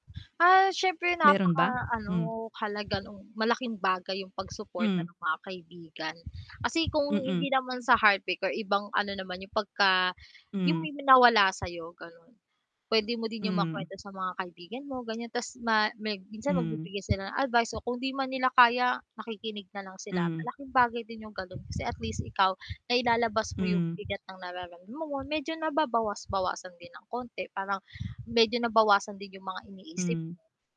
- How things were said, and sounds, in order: wind; static; other background noise
- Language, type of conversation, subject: Filipino, unstructured, Paano ka bumabangon mula sa matinding sakit o pagkabigo sa pag-ibig?